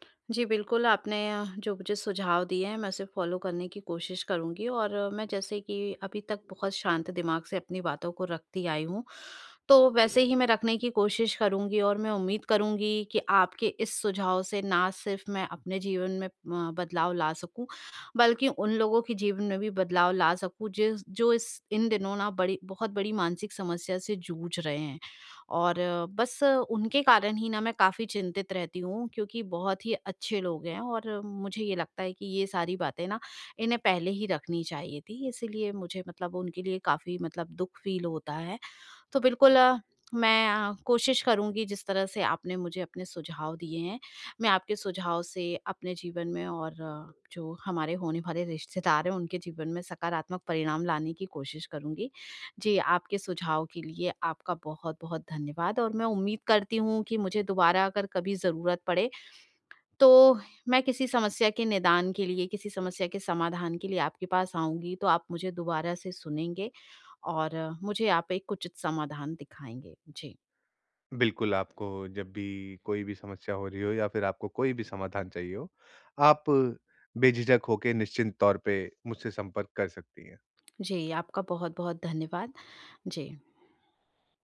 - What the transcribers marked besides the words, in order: in English: "फॉलो"; in English: "फ़ील"; tapping; laughing while speaking: "रिश्तेदार हैं"
- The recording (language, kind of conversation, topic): Hindi, advice, समूह में जब सबकी सोच अलग हो, तो मैं अपनी राय पर कैसे कायम रहूँ?